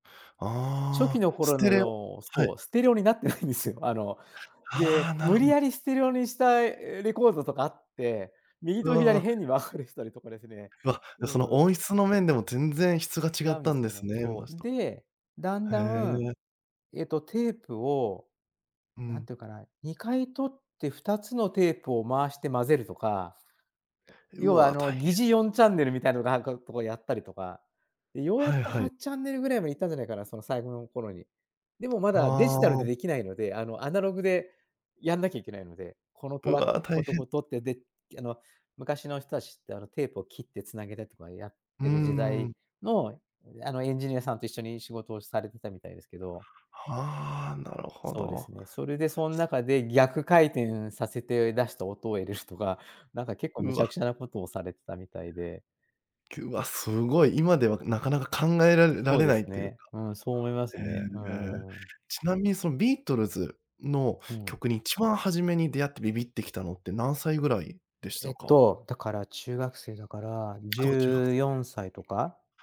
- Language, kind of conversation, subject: Japanese, podcast, 影響を受けたアーティストは誰ですか？
- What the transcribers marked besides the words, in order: other background noise; tapping